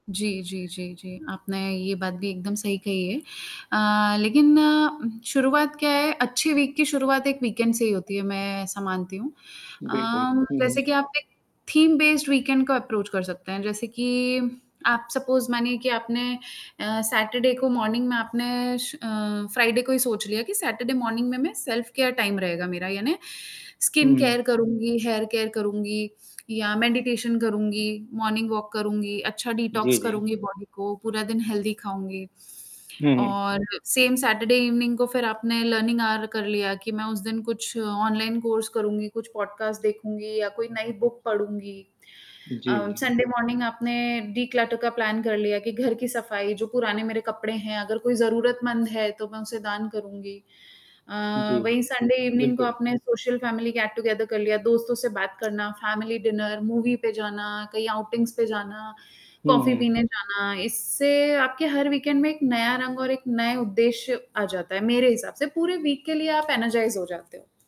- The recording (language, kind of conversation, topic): Hindi, unstructured, आपका आदर्श वीकेंड कैसा होता है?
- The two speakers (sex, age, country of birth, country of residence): female, 35-39, India, India; male, 40-44, India, India
- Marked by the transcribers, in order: static; other background noise; in English: "वीक"; in English: "वीकेंड"; in English: "थीम बेस्ड वीकेंड"; in English: "अप्रोच"; in English: "सपोज"; in English: "सैटरडे"; in English: "मॉर्निंग"; in English: "फ्राइडे"; in English: "सैटरडे मॉर्निंग"; in English: "सेल्फ केयर टाइम"; in English: "स्किन केयर"; in English: "हेयर केयर"; tapping; in English: "मेडिटेशन"; in English: "मॉर्निंग वॉक"; in English: "डिटॉक्स"; in English: "बॉडी"; in English: "हेल्थी"; in English: "सेम सैटरडे इवनिंग"; in English: "लर्निंग आवर"; in English: "कोर्स"; in English: "बुक"; in English: "संडे मॉर्निंग"; in English: "डिक्लटर"; in English: "प्लान"; in English: "संडे इवनिंग"; in English: "सोशल फैमिली गेट-टुगेदर"; in English: "फैमिली डिनर, मूवी"; in English: "आउटिंग्स"; in English: "वीकेंड"; in English: "वीक"; in English: "एनर्जाइज"